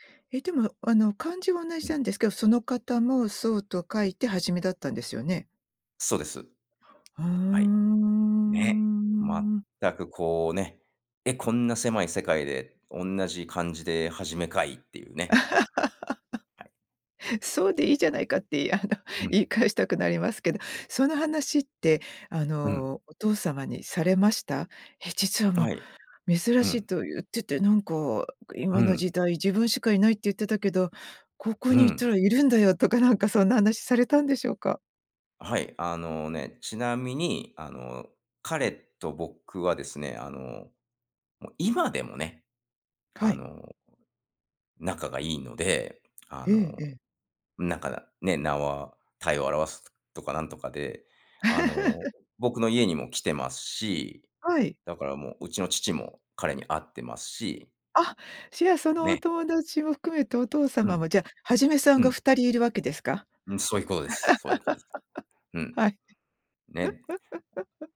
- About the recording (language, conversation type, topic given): Japanese, podcast, 名前や苗字にまつわる話を教えてくれますか？
- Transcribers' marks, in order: drawn out: "ふーん"; laugh; other background noise; laugh; laugh